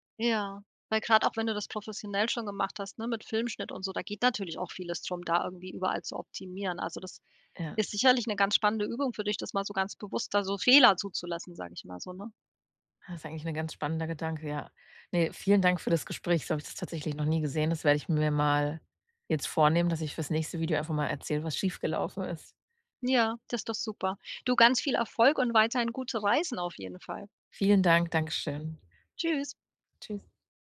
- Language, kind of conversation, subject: German, advice, Wann fühlst du dich unsicher, deine Hobbys oder Interessen offen zu zeigen?
- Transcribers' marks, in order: none